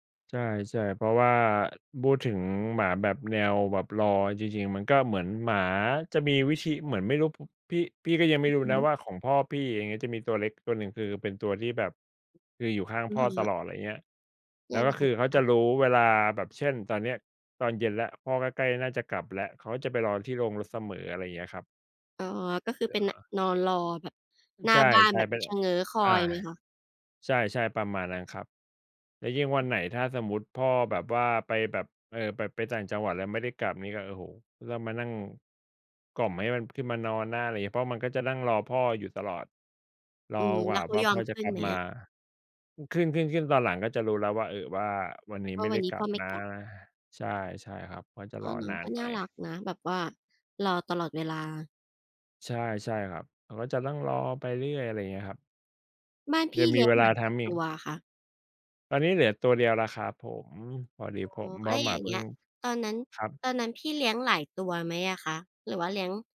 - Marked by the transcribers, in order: tapping; other background noise
- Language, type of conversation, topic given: Thai, unstructured, สัตว์เลี้ยงช่วยให้คุณรู้สึกดีขึ้นได้อย่างไร?